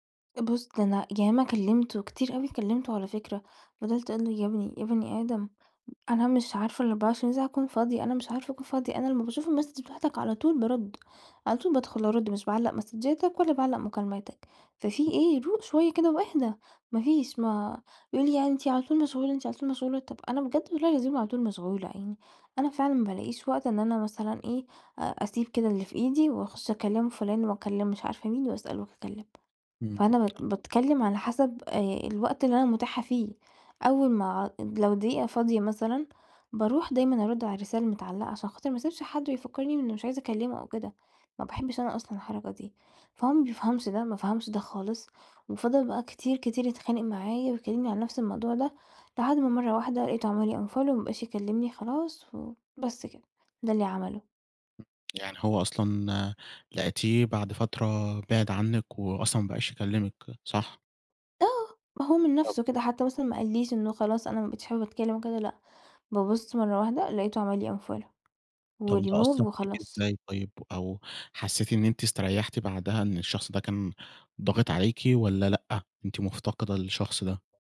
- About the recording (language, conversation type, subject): Arabic, advice, إزاي بتحس لما صحابك والشغل بيتوقعوا إنك تكون متاح دايمًا؟
- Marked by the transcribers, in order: in English: "الماسدج"; in English: "ماسدجاتك"; other noise; tapping; in English: "unfollow"; other background noise; in English: "unfollow"; in English: "remove"